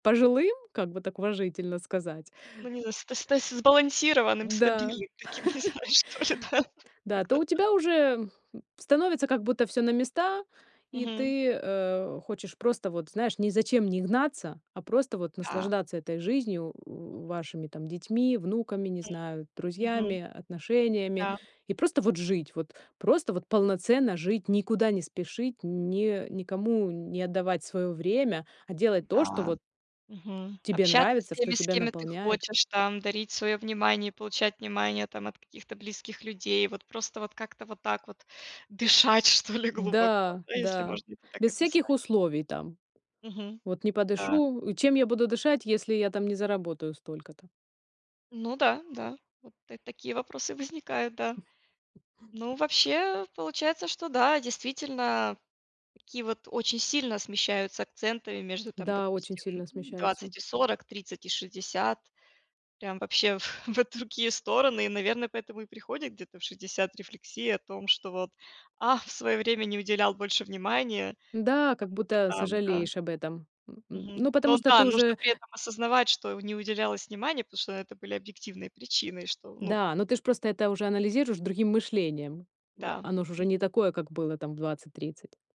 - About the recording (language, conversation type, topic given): Russian, podcast, Что для вас значит успех в 30 и в 60 лет?
- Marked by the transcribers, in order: laugh; laughing while speaking: "не знаю, что ли да?"; other background noise; tapping; "кем" said as "кеми"; laughing while speaking: "что ли"; other noise; grunt